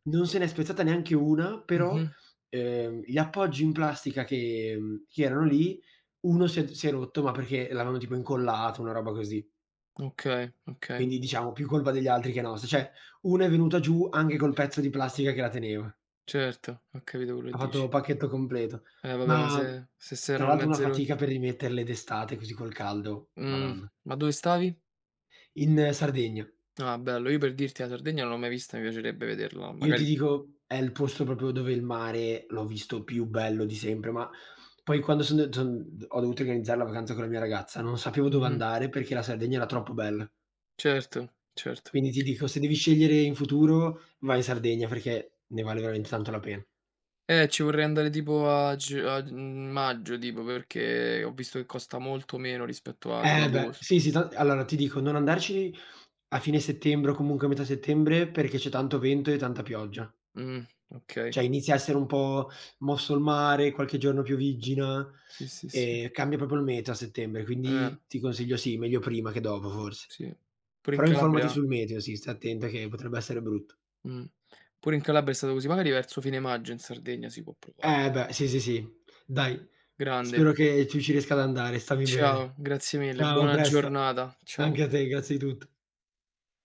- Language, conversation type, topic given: Italian, unstructured, Qual è il ricordo più divertente che hai di un viaggio?
- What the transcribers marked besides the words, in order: "cioè" said as "ceh"; "anche" said as "anghe"; "proprio" said as "propo"; tapping; "cioè" said as "ceh"; "proprio" said as "propio"